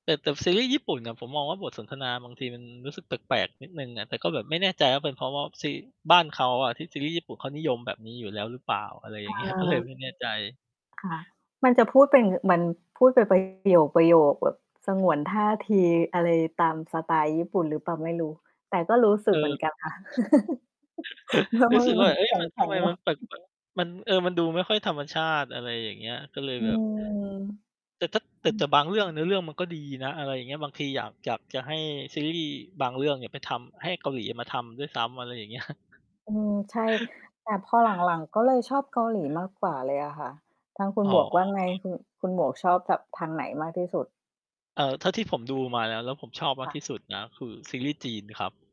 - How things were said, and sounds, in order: distorted speech; laughing while speaking: "อะไรอย่างเงี้ย ก็เลย"; static; tapping; chuckle; laugh; laughing while speaking: "ว่า แบบ"; unintelligible speech; chuckle
- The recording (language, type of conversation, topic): Thai, unstructured, อะไรทำให้คุณรู้สึกว่าโทรทัศน์ชุดเรื่องหนึ่งน่าติดตาม?